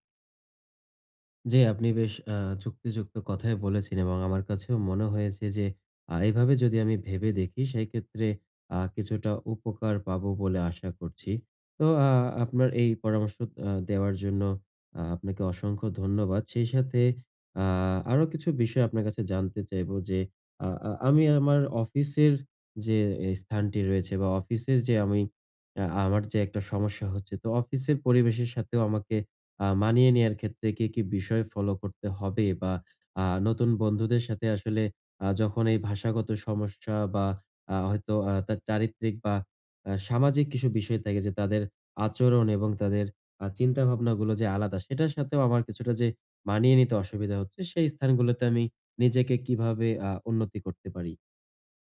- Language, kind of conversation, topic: Bengali, advice, অপরিচিত জায়গায় আমি কীভাবে দ্রুত মানিয়ে নিতে পারি?
- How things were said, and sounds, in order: "বলেছে" said as "বলেছিন"; "স্থানটি" said as "এস্থানটি"; tapping; "কিছু" said as "কিসু"; "থাকে" said as "তাকে"